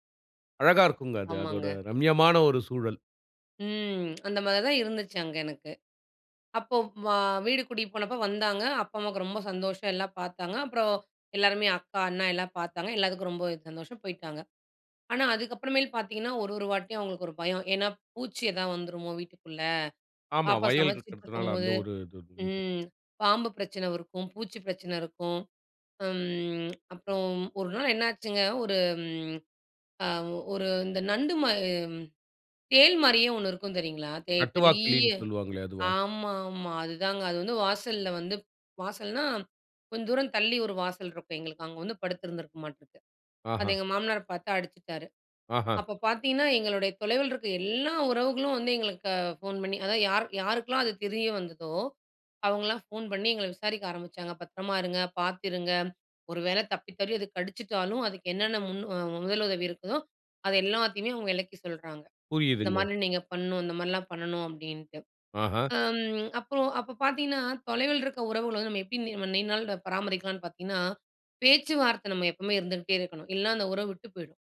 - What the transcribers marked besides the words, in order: none
- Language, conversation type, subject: Tamil, podcast, தொலைவில் இருக்கும் உறவுகளை நீண்டநாள்கள் எப்படிப் பராமரிக்கிறீர்கள்?